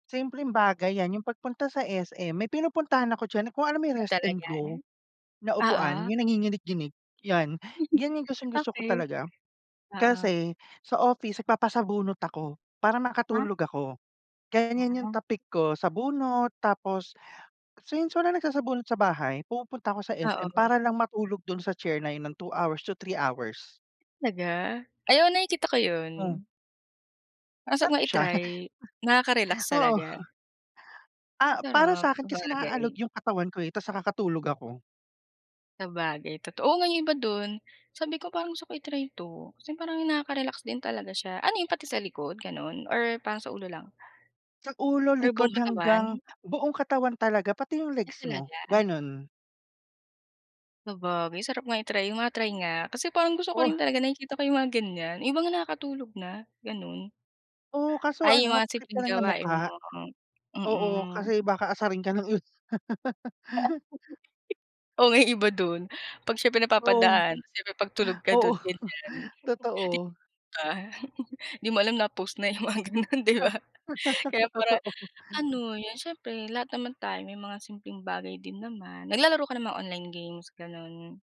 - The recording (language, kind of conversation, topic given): Filipino, unstructured, Ano ang mga bagay na nagpapasaya sa puso mo araw-araw?
- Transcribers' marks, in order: giggle; other background noise; tapping; chuckle; giggle; laugh; chuckle; laughing while speaking: "yung mga gano'n, 'di ba"; laughing while speaking: "Totoo"